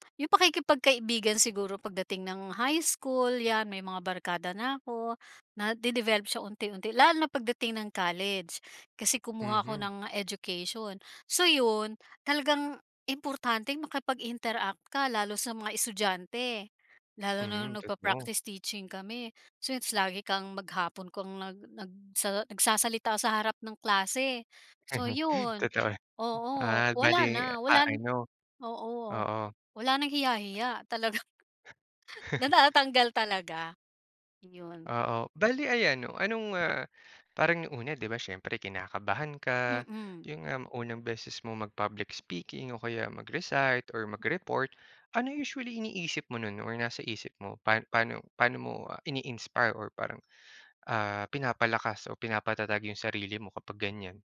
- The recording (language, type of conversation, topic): Filipino, podcast, Paano mo nalalabanan ang hiya kapag lalapit ka sa ibang tao?
- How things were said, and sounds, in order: tapping; chuckle; other background noise; chuckle; laughing while speaking: "talagang"